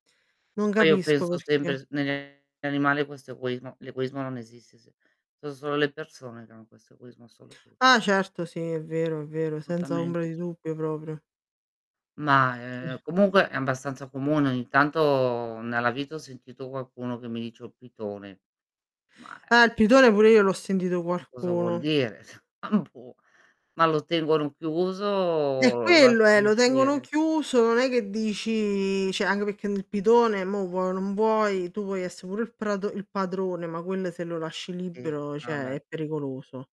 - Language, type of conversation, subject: Italian, unstructured, È giusto tenere animali esotici come animali domestici?
- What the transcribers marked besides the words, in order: distorted speech; "assoluto" said as "assolotuto"; tapping; static; unintelligible speech; chuckle; "cioè" said as "ceh"; "perché" said as "pecchè"; "cioè" said as "ceh"